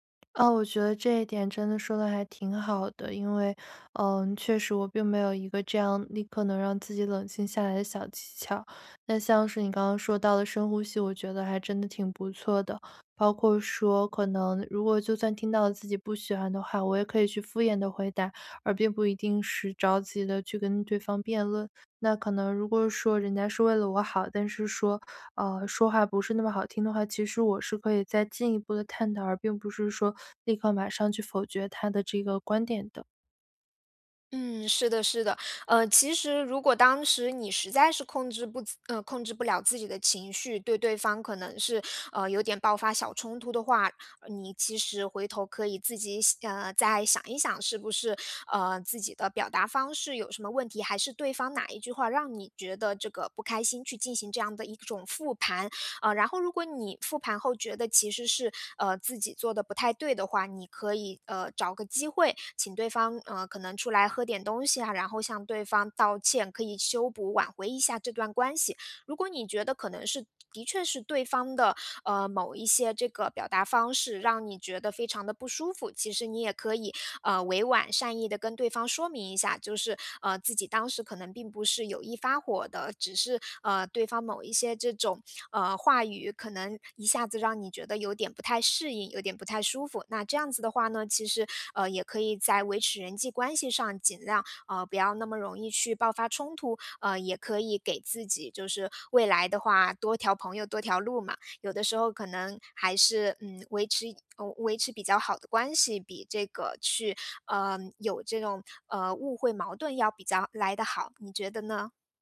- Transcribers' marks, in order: none
- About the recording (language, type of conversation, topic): Chinese, advice, 如何才能在听到反馈时不立刻产生防御反应？